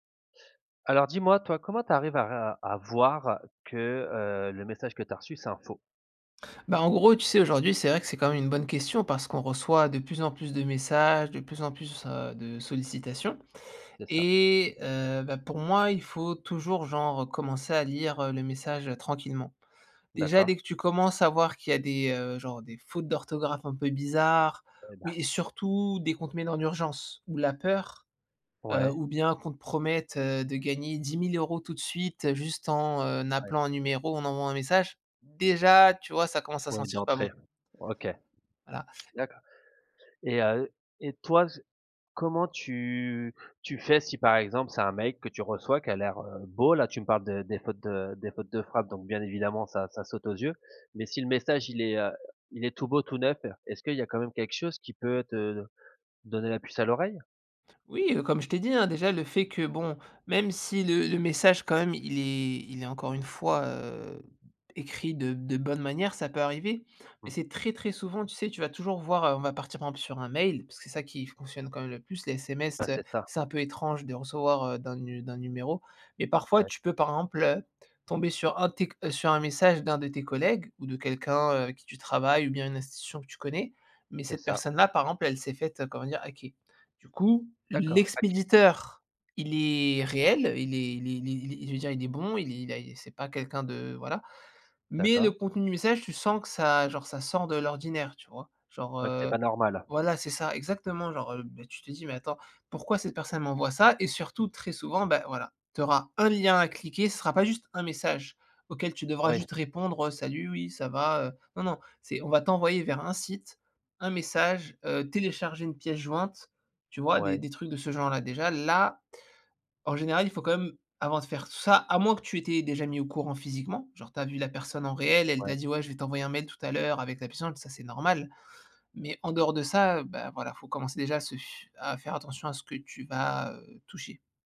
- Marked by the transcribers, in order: stressed: "fautes"; stressed: "déjà"; other background noise; unintelligible speech; stressed: "l'expéditeur"; stressed: "là"
- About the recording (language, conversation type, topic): French, podcast, Comment détectes-tu un faux message ou une arnaque en ligne ?
- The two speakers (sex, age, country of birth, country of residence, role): male, 30-34, France, France, guest; male, 35-39, France, France, host